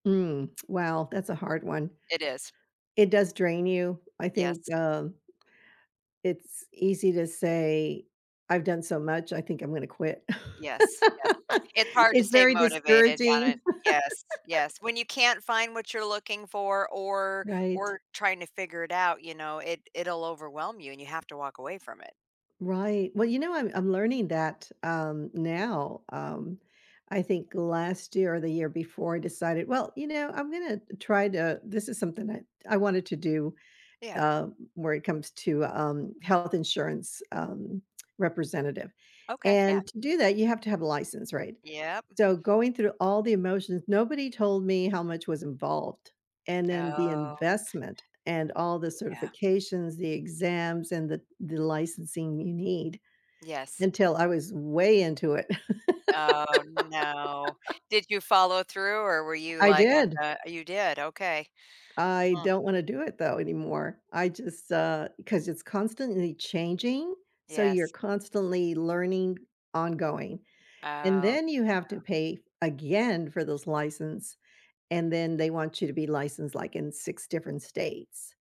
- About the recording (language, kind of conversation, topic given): English, unstructured, How do you approach learning new skills or information?
- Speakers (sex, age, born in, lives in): female, 55-59, United States, United States; female, 70-74, United States, United States
- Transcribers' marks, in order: tsk; other background noise; background speech; laugh; laugh; drawn out: "Oh no"; laugh; tapping